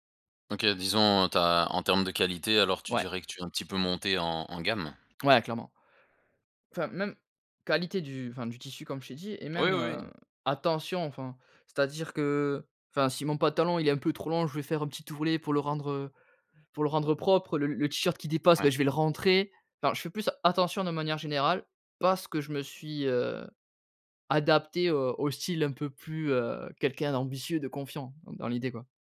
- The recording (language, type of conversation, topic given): French, podcast, Quel rôle la confiance joue-t-elle dans ton style personnel ?
- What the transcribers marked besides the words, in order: none